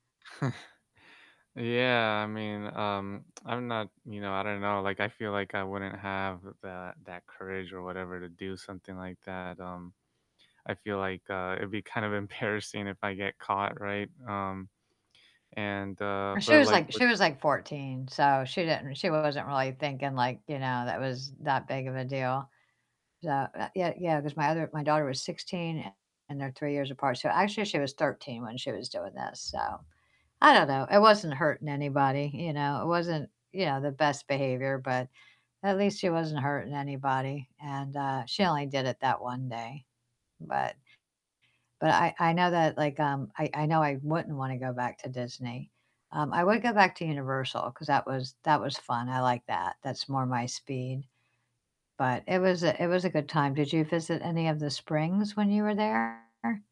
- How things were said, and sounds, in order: static; chuckle; laughing while speaking: "embarrassing"; tapping; distorted speech; other background noise
- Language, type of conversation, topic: English, unstructured, Which place would you revisit in a heartbeat, and why?